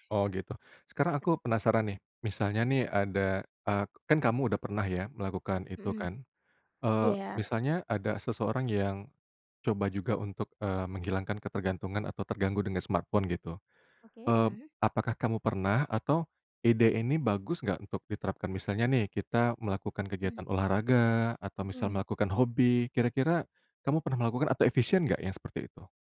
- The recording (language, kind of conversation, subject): Indonesian, podcast, Apa saran Anda untuk orang yang mudah terdistraksi oleh ponsel?
- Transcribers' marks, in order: tapping; in English: "smartphone"